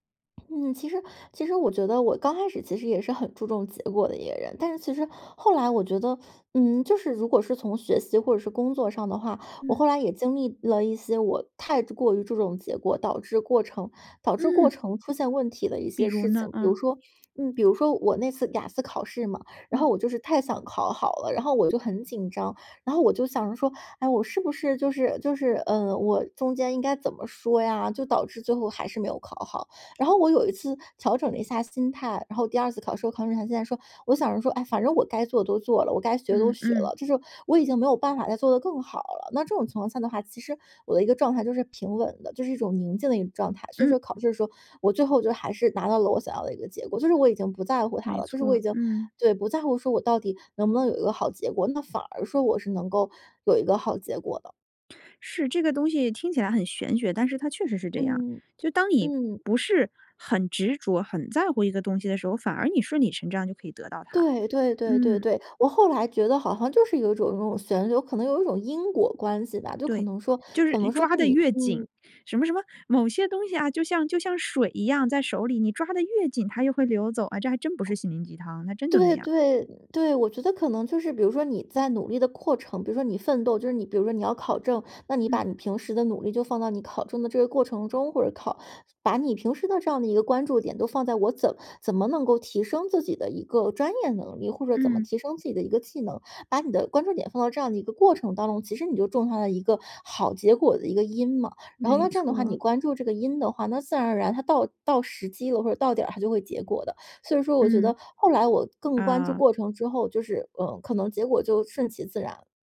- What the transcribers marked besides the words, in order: none
- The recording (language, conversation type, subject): Chinese, podcast, 你觉得结局更重要，还是过程更重要？